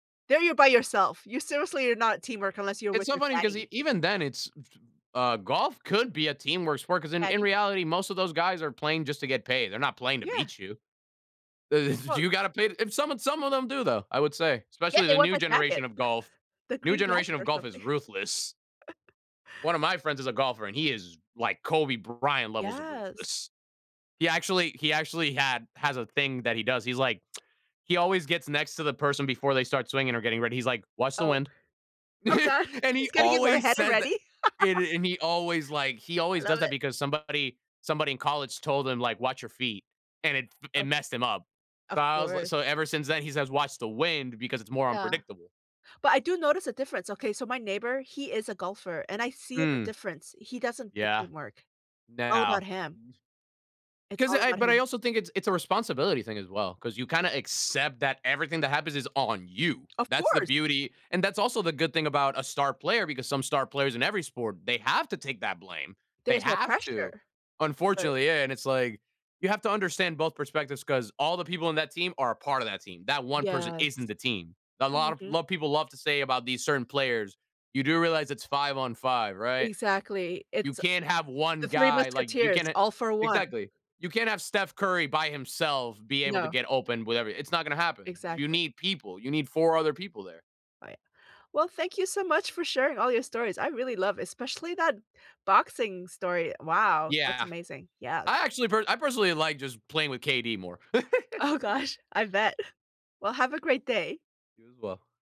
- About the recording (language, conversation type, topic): English, unstructured, How can I use teamwork lessons from different sports in my life?
- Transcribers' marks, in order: other noise; chuckle; chuckle; lip smack; laughing while speaking: "Oh god. It's getting in my head already"; laugh; stressed: "always"; laugh; other background noise; stressed: "wind"; stressed: "you"; tapping; laughing while speaking: "Oh gosh"; laugh; chuckle